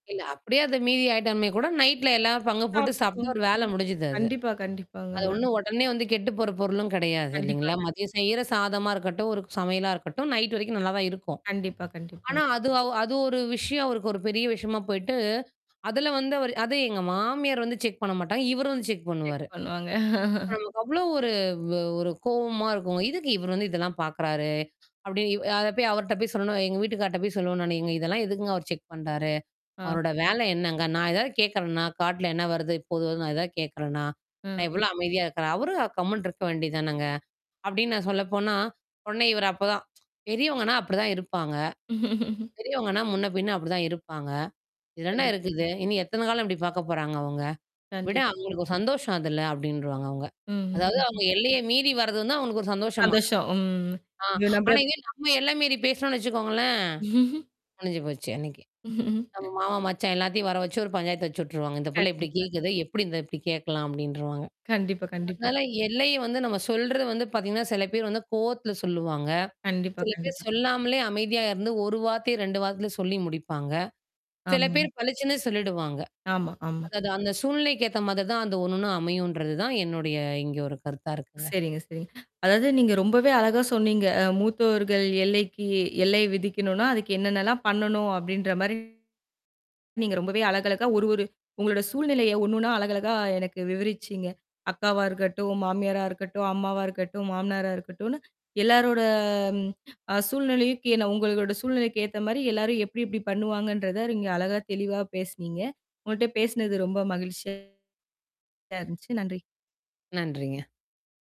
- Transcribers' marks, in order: distorted speech; other background noise; unintelligible speech; mechanical hum; static; in English: "செக்"; in English: "செக்"; in English: "செக்"; chuckle; in English: "செக்"; tsk; chuckle; unintelligible speech; chuckle; drawn out: "எல்லாரோட"
- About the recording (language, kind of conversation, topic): Tamil, podcast, மூத்தவர்களிடம் மரியாதையுடன் எல்லைகளை நிர்ணயிப்பதை நீங்கள் எப்படி அணுகுவீர்கள்?